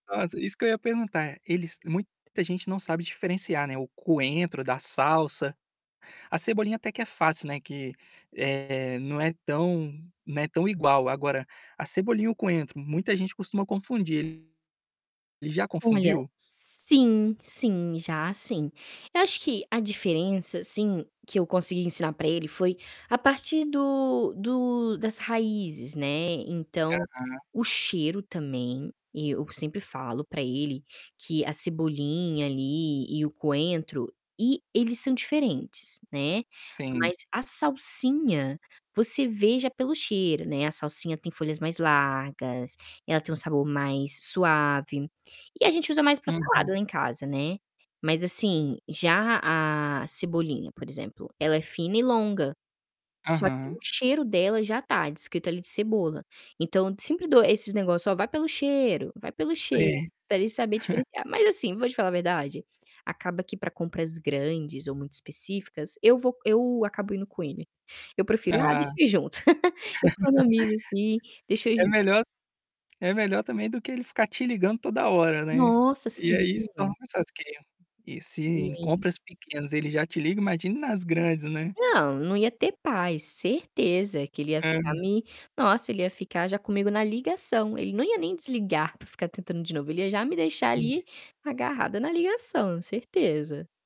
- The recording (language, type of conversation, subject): Portuguese, podcast, Existe alguma comida que transforme qualquer dia em um dia com gostinho de casa?
- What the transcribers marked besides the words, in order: tapping; distorted speech; mechanical hum; other background noise; static; chuckle; laugh